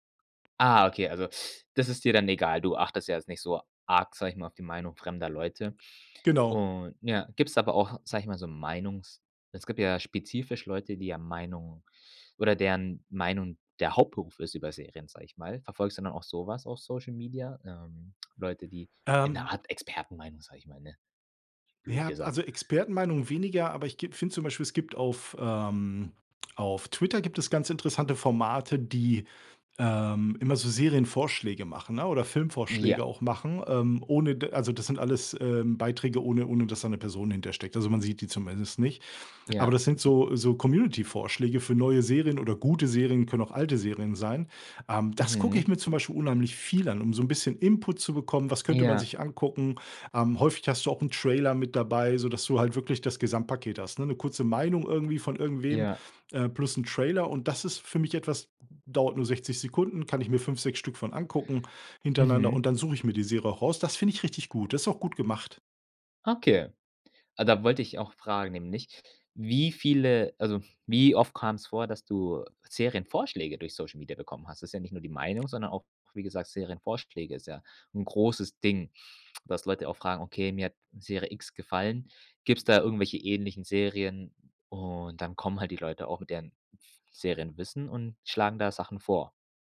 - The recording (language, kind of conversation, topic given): German, podcast, Wie verändern soziale Medien die Diskussionen über Serien und Fernsehsendungen?
- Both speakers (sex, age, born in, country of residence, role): male, 25-29, Germany, Germany, host; male, 45-49, Germany, Germany, guest
- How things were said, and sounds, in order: none